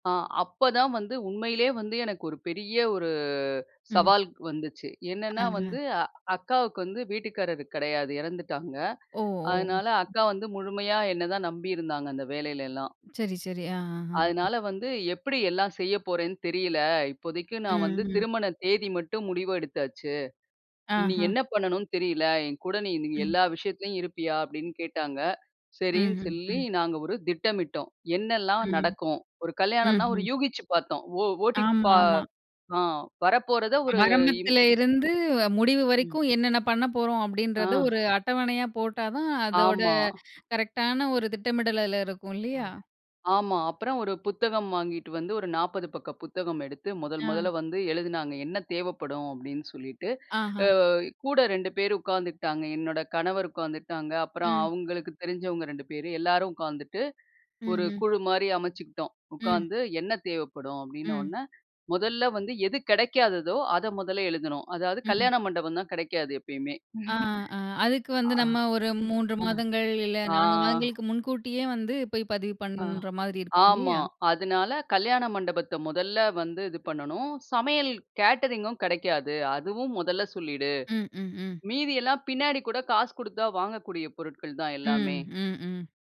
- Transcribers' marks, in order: drawn out: "ஒரு"; other background noise; tapping; laugh; drawn out: "ஆ"
- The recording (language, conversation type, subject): Tamil, podcast, விருந்துக்காக மெனுவைத் தேர்வு செய்வதற்கு உங்களுக்கு எளிய வழி என்ன?